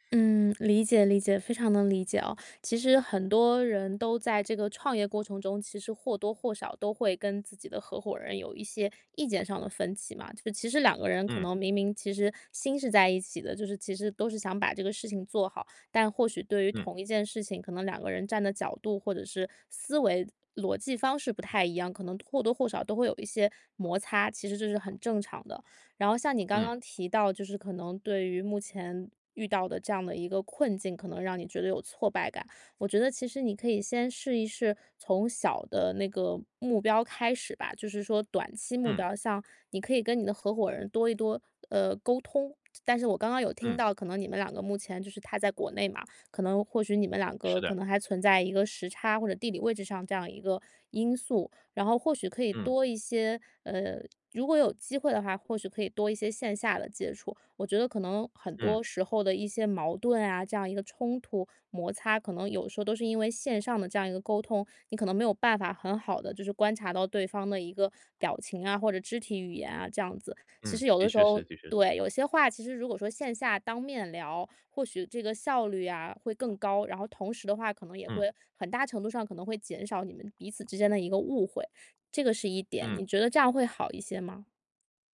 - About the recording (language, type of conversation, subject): Chinese, advice, 在遇到挫折时，我怎样才能保持动力？
- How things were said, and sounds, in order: none